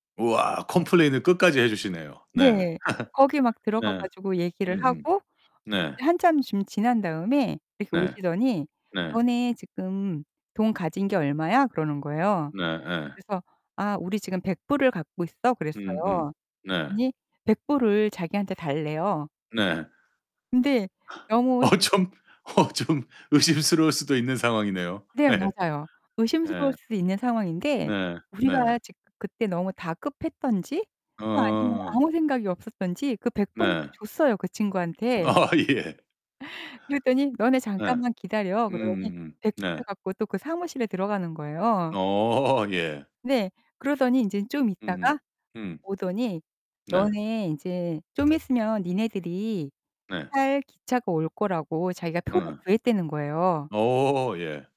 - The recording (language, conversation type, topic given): Korean, podcast, 뜻밖의 친절이 특히 기억에 남았던 순간은 언제였나요?
- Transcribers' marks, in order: distorted speech; laugh; other background noise; gasp; laughing while speaking: "어 좀 어 좀"; laughing while speaking: "어 예"; laugh; laughing while speaking: "어"